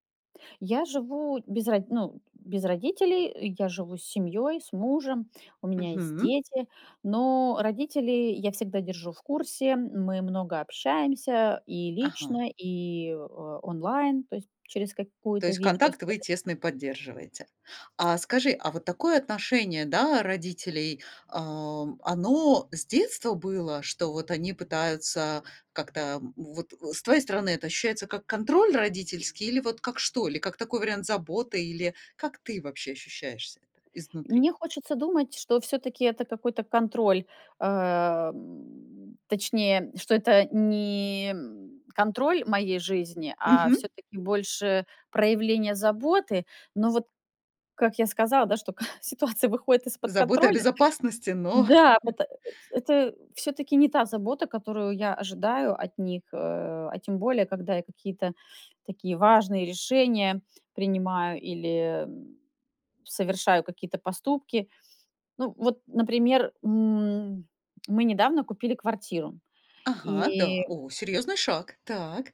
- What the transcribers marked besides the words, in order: tapping; chuckle; other background noise; chuckle
- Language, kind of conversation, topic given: Russian, advice, Как вы справляетесь с постоянной критикой со стороны родителей?